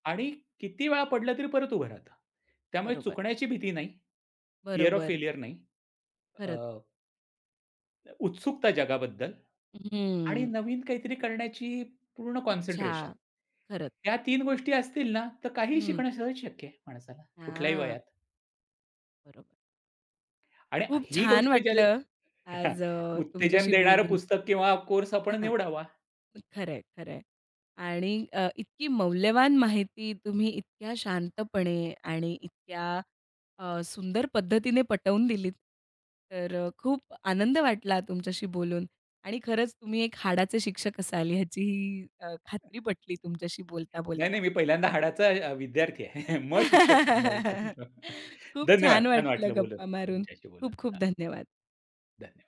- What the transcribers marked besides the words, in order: tapping; in English: "फिअर"; other background noise; laugh; laughing while speaking: "मग शिक्षक चांगला येऊ शकू"
- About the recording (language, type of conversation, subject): Marathi, podcast, कोर्स, पुस्तक किंवा व्हिडिओ कशा प्रकारे निवडता?